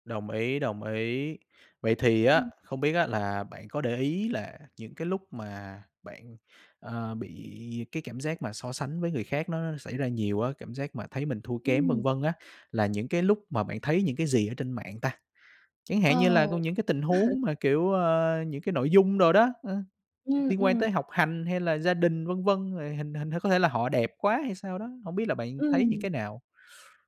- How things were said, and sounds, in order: tapping; chuckle; other background noise
- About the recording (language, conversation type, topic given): Vietnamese, podcast, Bạn làm sao để không so sánh bản thân với người khác trên mạng?